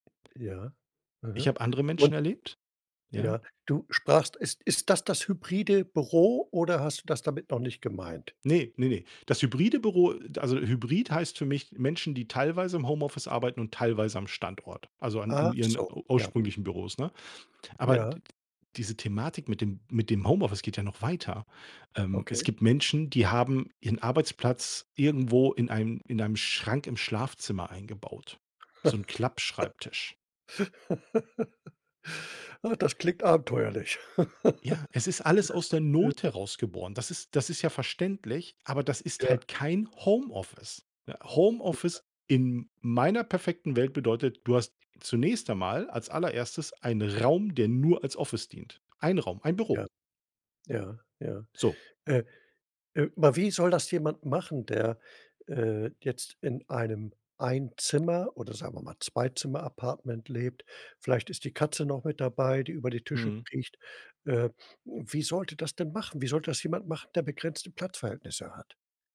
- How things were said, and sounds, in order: laugh; laugh; unintelligible speech
- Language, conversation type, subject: German, podcast, Wie stehst du zu Homeoffice im Vergleich zum Büro?